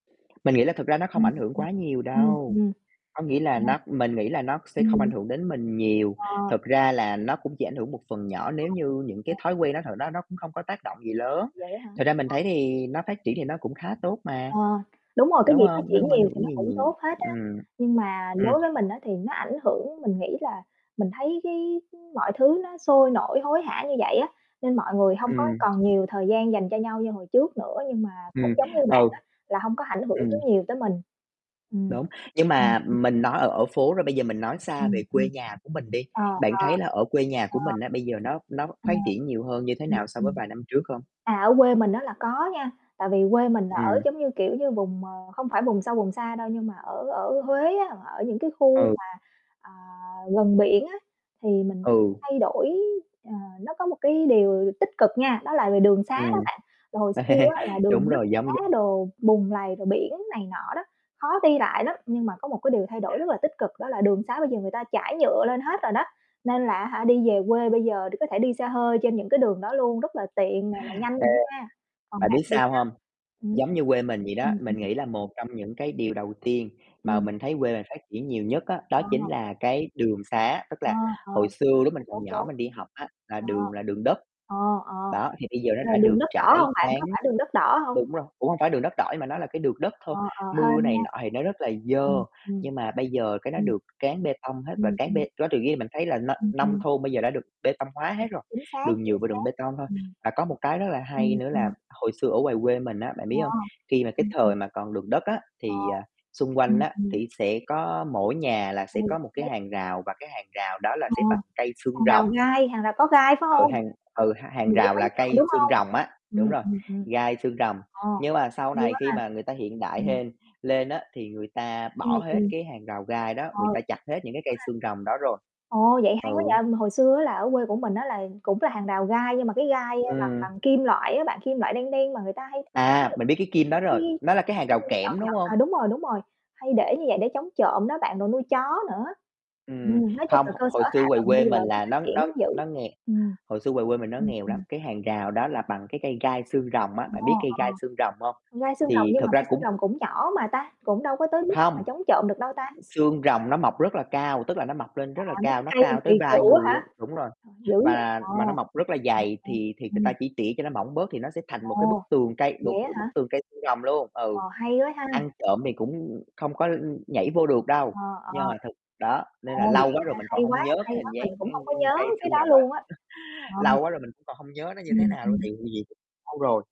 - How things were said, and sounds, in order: tapping; mechanical hum; other background noise; distorted speech; "ảnh" said as "hảnh"; unintelligible speech; laugh; unintelligible speech; unintelligible speech; unintelligible speech; static; unintelligible speech; unintelligible speech; other noise; unintelligible speech; chuckle; unintelligible speech
- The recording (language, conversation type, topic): Vietnamese, unstructured, Bạn nghĩ gì về những thay đổi của khu phố mình trong vài năm qua?